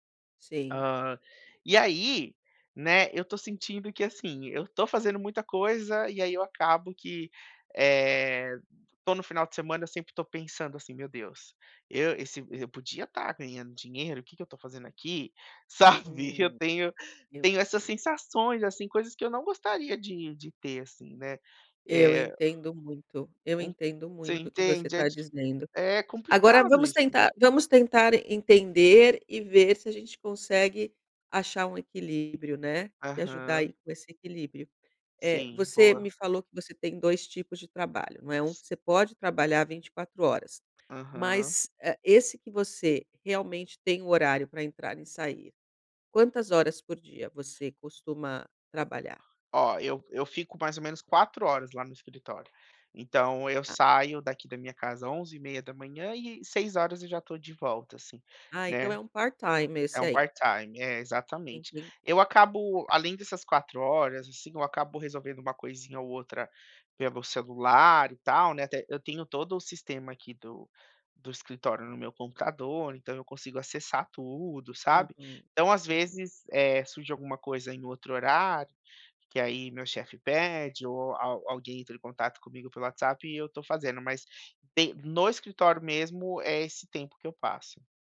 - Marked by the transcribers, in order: laughing while speaking: "Sabe?"; tapping; in English: "part-time"; in English: "part-time"
- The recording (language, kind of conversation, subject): Portuguese, advice, Como posso manter o equilíbrio entre o trabalho e a vida pessoal ao iniciar a minha startup?